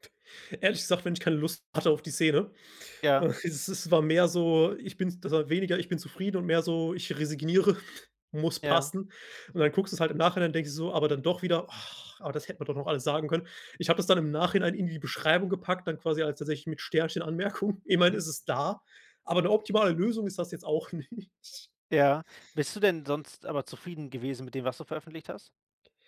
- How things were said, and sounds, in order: chuckle; sigh; laughing while speaking: "Anmerkung"; laughing while speaking: "nicht"
- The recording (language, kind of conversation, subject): German, advice, Wie blockiert dich Perfektionismus bei deinen Projekten und wie viel Stress verursacht er dir?